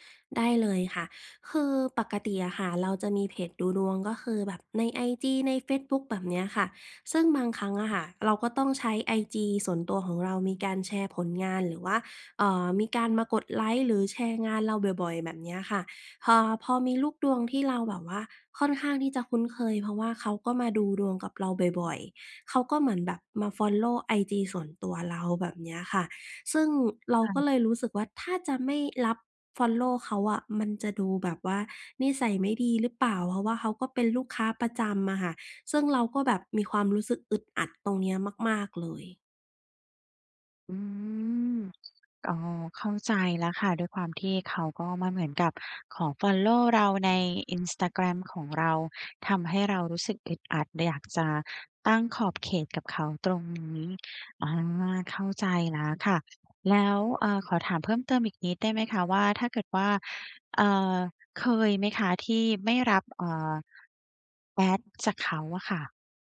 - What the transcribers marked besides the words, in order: tapping; other background noise
- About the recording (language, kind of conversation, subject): Thai, advice, ฉันควรเริ่มอย่างไรเพื่อแยกงานกับชีวิตส่วนตัวให้ดีขึ้น?